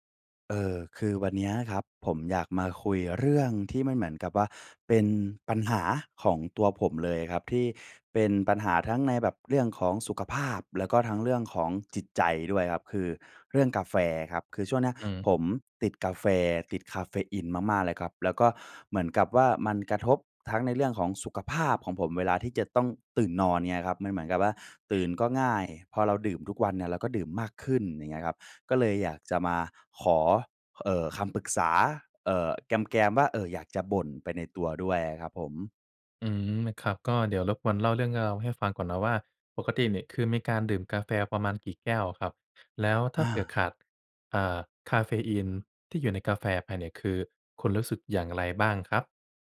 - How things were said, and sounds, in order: other background noise
- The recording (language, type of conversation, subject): Thai, advice, คุณติดกาแฟและตื่นยากเมื่อขาดคาเฟอีน ควรปรับอย่างไร?